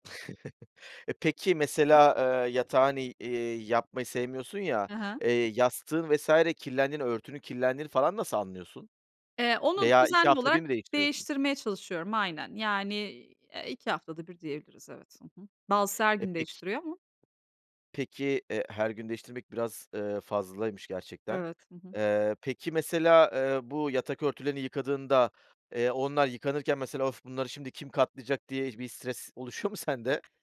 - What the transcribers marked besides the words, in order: chuckle
- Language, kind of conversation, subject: Turkish, podcast, Ev işleriyle iş mesaisini nasıl dengeliyorsun, hangi pratik yöntemleri kullanıyorsun?